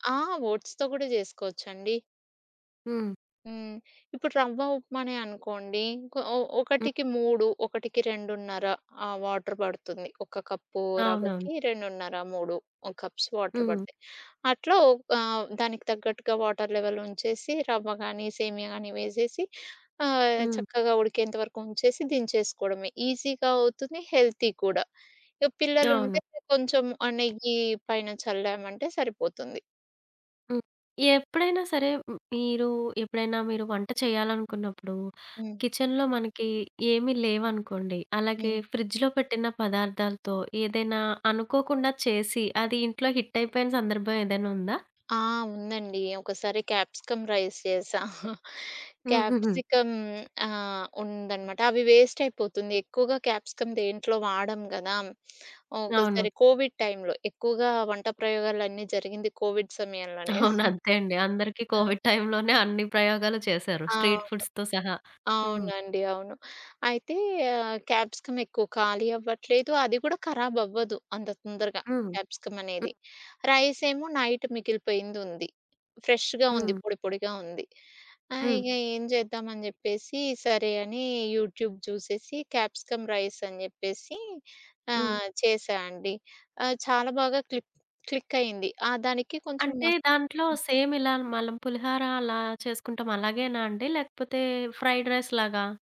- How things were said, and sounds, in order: in English: "ఓట్స్‌తో"; in English: "వాటర్"; in English: "కప్స్ వాటర్"; in English: "వాటర్ లెవెల్"; in English: "ఈజీగా"; in English: "హెల్తీ"; tapping; in English: "కిచెన్‌లో"; in English: "హిట్"; in English: "రైస్"; chuckle; in English: "కోవిడ్ టైమ్‌లో"; in English: "కోవిడ్"; laughing while speaking: "అవును. అంతే అండి. అందరికి కోవిడ్ టైమ్‌లోనే"; giggle; in English: "కోవిడ్ టైమ్‌లోనే"; in English: "స్ట్రీట్ ఫుడ్స్‌తో"; in English: "రైస్"; in English: "నైట్"; in English: "ఫ్రెష్‌గా"; in English: "యూట్యూబ్"; in English: "క్లిక్"; other background noise; in English: "సేమ్"; "మనం" said as "మలం"; in English: "ఫ్రైడ్ రైస్"
- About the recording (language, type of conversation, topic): Telugu, podcast, ఫ్రిజ్‌లో ఉండే సాధారణ పదార్థాలతో మీరు ఏ సౌఖ్యాహారం తయారు చేస్తారు?
- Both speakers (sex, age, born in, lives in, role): female, 30-34, India, India, host; female, 30-34, India, United States, guest